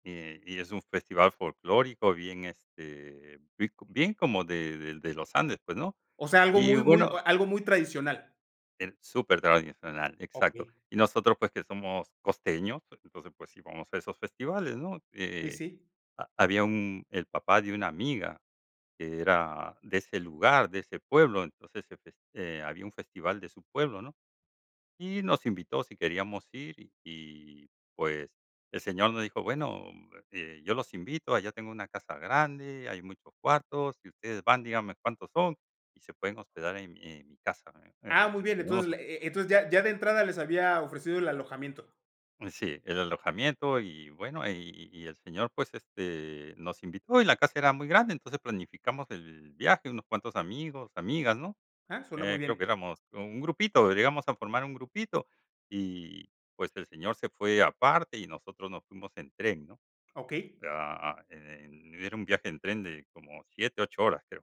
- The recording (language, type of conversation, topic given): Spanish, podcast, ¿Tienes alguna historia sobre un festival que hayas vivido?
- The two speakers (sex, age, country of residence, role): male, 40-44, Mexico, host; male, 65-69, United States, guest
- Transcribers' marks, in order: unintelligible speech